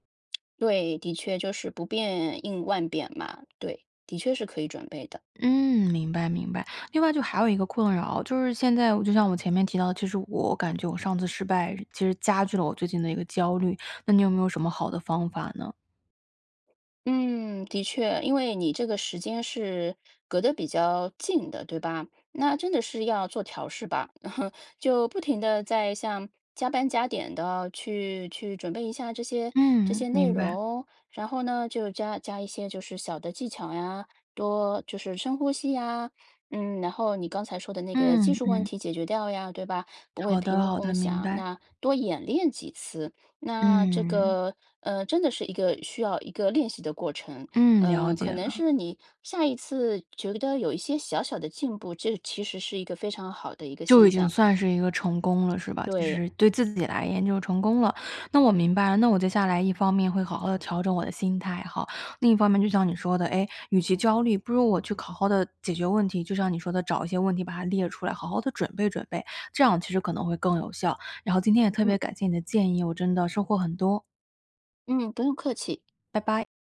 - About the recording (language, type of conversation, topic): Chinese, advice, 你在求职面试时通常会在哪个阶段感到焦虑，并会出现哪些具体感受或身体反应？
- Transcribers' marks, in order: tapping; chuckle